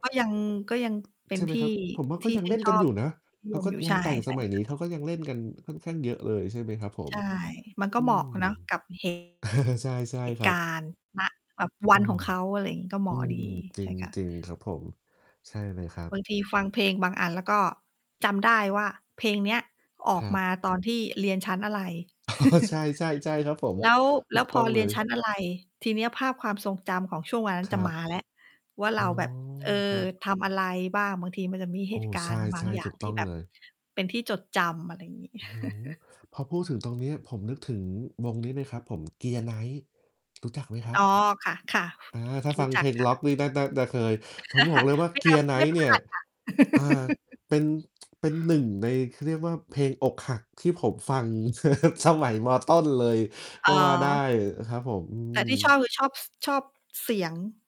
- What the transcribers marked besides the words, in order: tapping; distorted speech; static; chuckle; chuckle; other background noise; chuckle; chuckle; laugh; tsk; chuckle
- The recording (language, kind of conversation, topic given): Thai, unstructured, เพลงไหนที่ทำให้คุณรู้สึกเหมือนได้ย้อนเวลากลับไป?